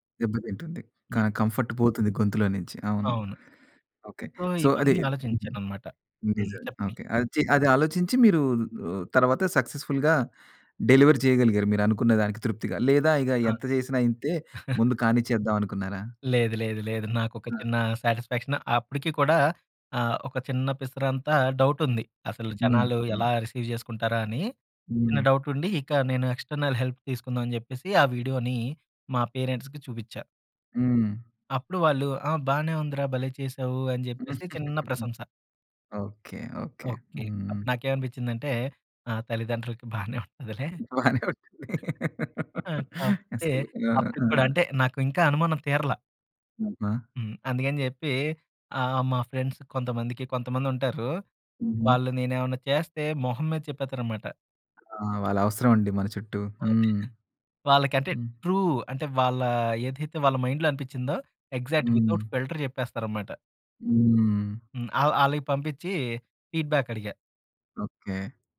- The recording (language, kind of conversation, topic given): Telugu, podcast, కెమెరా ముందు ఆత్మవిశ్వాసంగా కనిపించేందుకు సులభమైన చిట్కాలు ఏమిటి?
- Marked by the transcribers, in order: other background noise; in English: "కంఫర్ట్"; in English: "సో"; in English: "సొ"; in English: "సక్సెస్ఫుల్‌గా డెలివర్"; chuckle; in English: "సాటిస్ఫాక్షన్"; in English: "డౌట్"; in English: "రిసీవ్"; in English: "డౌట్"; in English: "ఎక్స్టర్నల్ హెల్ప్"; in English: "పేరెంట్స్‌కి"; giggle; laughing while speaking: "బానే ఉంటుంది అసలు"; chuckle; in English: "ఫ్రెండ్స్"; in English: "ట్రూ"; in English: "మైండ్‌లో"; in English: "యక్సాక్ట్ విత్అవుట్ ఫిల్టర్"; in English: "ఫీడ్ బ్యాక్"